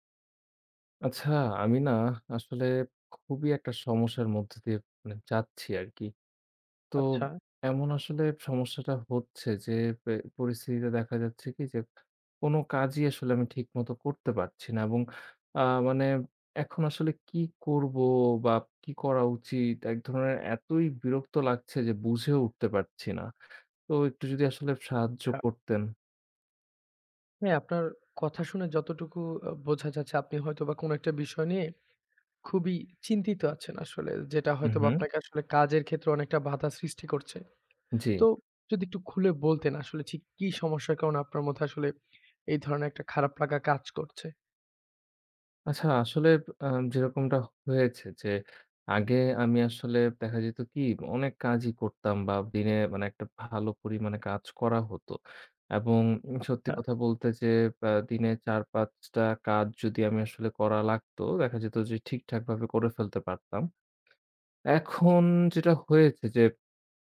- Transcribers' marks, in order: other background noise; tapping; "আচ্ছা" said as "ছা"
- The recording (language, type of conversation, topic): Bengali, advice, মোবাইল ও সামাজিক মাধ্যমে বারবার মনোযোগ হারানোর কারণ কী?